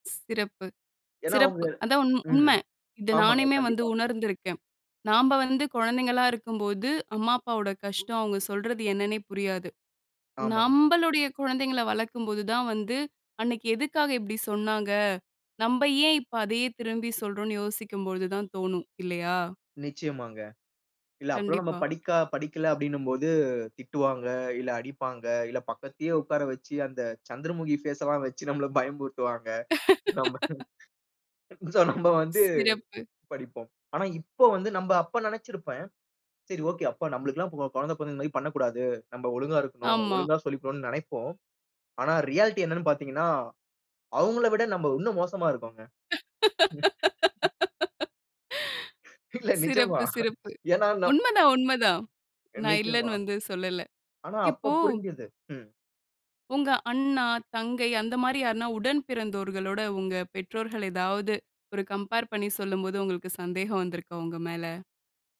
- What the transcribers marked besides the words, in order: "பக்கத்திலே" said as "பக்கத்தியே"; laughing while speaking: "நம்மள பயமுறுத்துவாங்க. நம்ப சோ"; laugh; in English: "சோ"; unintelligible speech; in English: "ரியாலிட்டி"; laugh; other noise; laughing while speaking: "இல்ல, நிஜமா"; in English: "கம்பேர்"
- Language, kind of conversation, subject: Tamil, podcast, சுய சந்தேகத்தை நீங்கள் எப்படி சமாளிப்பீர்கள்?